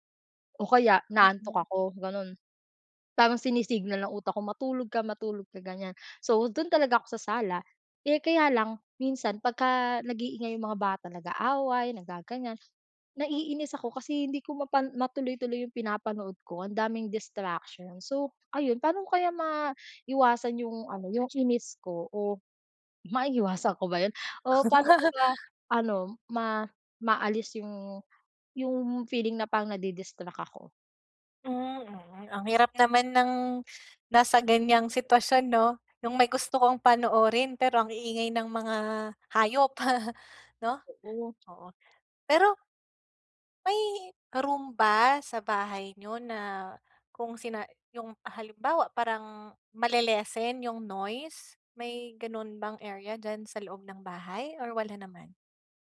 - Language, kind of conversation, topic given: Filipino, advice, Paano ko maiiwasan ang mga nakakainis na sagabal habang nagpapahinga?
- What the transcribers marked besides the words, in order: laugh; "kang" said as "kong"; chuckle